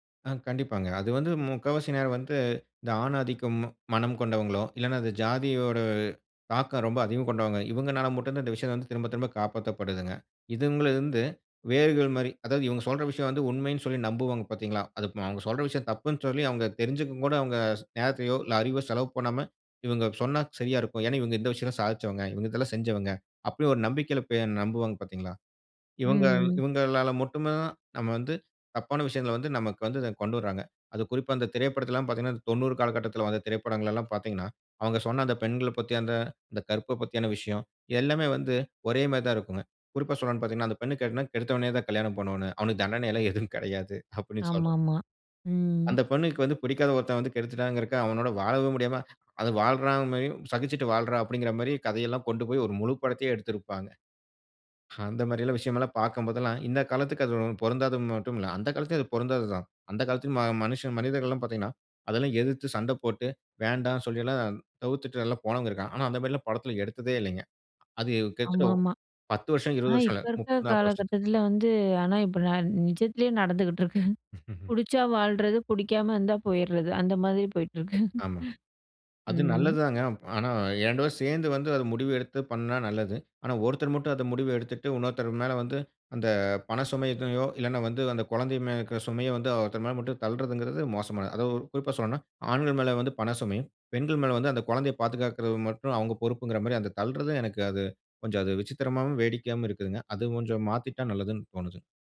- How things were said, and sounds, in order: drawn out: "ஜாதியோட"; "இவங்களிருந்து" said as "இதுங்களிருந்து"; "பத்தின" said as "பத்தியான"; laughing while speaking: "எதுவும் கிடையாது"; "வாழ்றாள்" said as "வாழ்றா"; "வாழ்றாள்" said as "வாழ்றா"; laugh; chuckle; other background noise; chuckle; "மேலே" said as "மே"
- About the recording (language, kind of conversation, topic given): Tamil, podcast, பிரதிநிதித்துவம் ஊடகங்களில் சரியாக காணப்படுகிறதா?